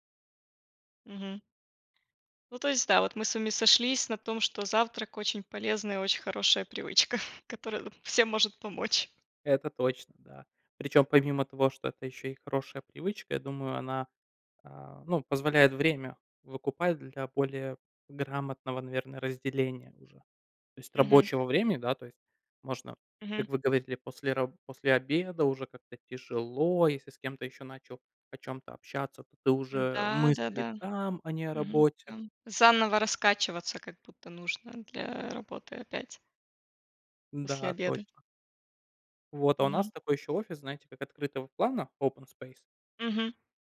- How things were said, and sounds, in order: tapping; chuckle; other noise; stressed: "там"; in English: "open space"
- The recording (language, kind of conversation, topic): Russian, unstructured, Какие привычки помогают сделать твой день более продуктивным?